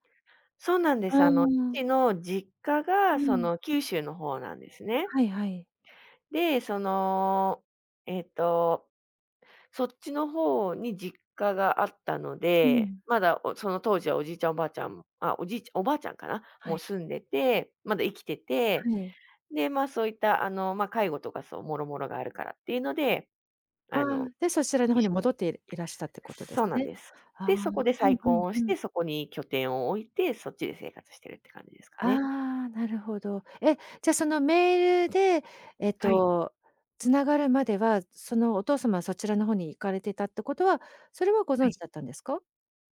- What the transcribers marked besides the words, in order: none
- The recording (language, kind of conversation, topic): Japanese, podcast, 疎遠になった親と、もう一度関係を築き直すには、まず何から始めればよいですか？